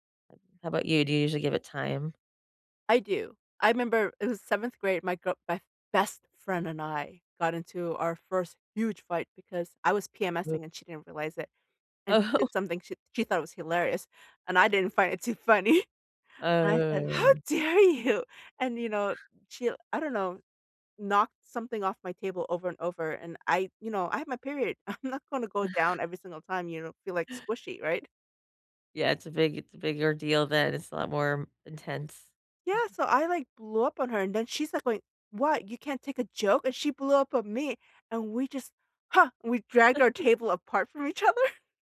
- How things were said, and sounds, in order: stressed: "huge"; laughing while speaking: "Oh"; laughing while speaking: "find it too funny"; tapping; drawn out: "Oh"; laughing while speaking: "dare you?"; laughing while speaking: "I'm"; chuckle; chuckle; chuckle; laughing while speaking: "other"
- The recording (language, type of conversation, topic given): English, unstructured, How do I know when it's time to end my relationship?